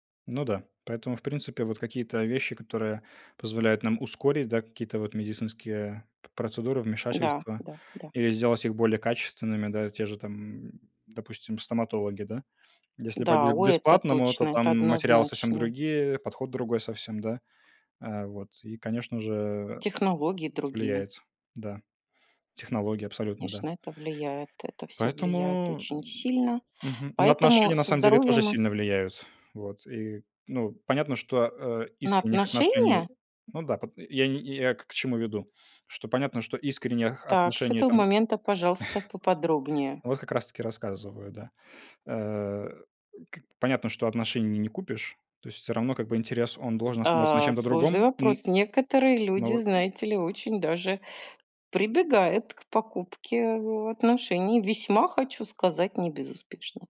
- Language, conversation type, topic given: Russian, unstructured, Почему так много людей испытывают стресс из-за денег?
- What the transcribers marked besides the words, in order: chuckle; other background noise